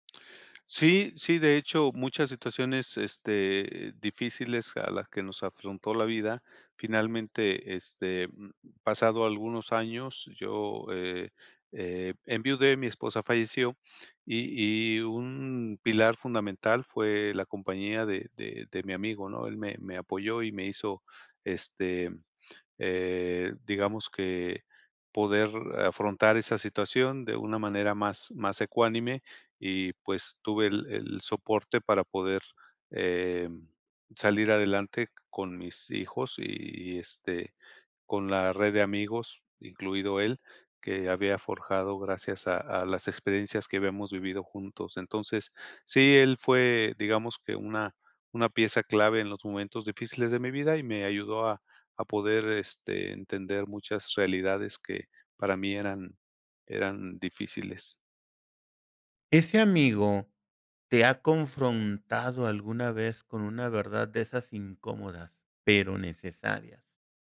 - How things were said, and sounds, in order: tapping
- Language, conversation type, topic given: Spanish, podcast, Cuéntame sobre una amistad que cambió tu vida